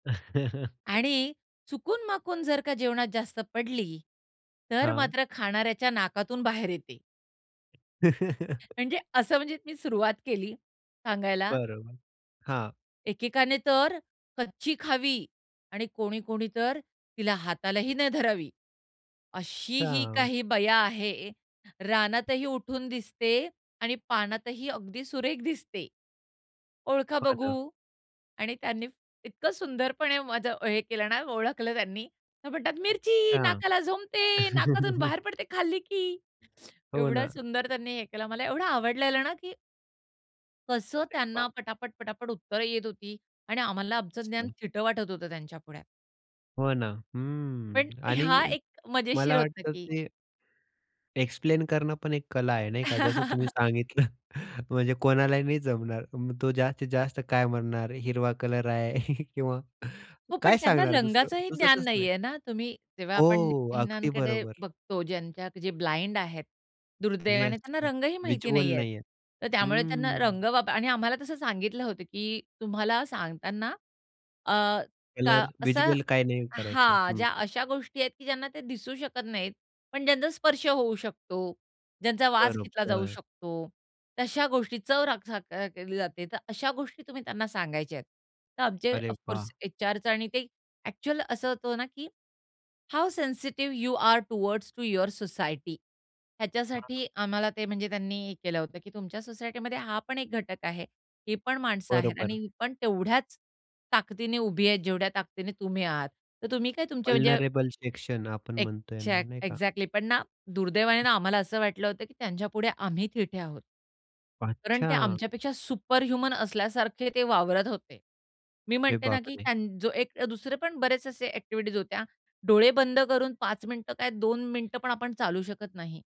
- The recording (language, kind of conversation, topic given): Marathi, podcast, चव वर्णन करताना तुम्ही कोणते शब्द वापरता?
- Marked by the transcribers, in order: chuckle; other noise; tapping; chuckle; chuckle; other background noise; in English: "एक्सप्लेन"; chuckle; laughing while speaking: "सांगितलं"; giggle; in English: "ब्लाइंड"; in English: "व्हिज्युअल"; in English: "व्हिज्युअल"; in English: "ऑफ कोर्स"; in English: "हाऊ सेन्सिटिव्ह यू आर टुवर्ड्स टू युअर सोसायटी"; in English: "वल्नरेबल"; in English: "एक्झॅक्ट एक्झॅक्टली"; in English: "सुपरह्युमन"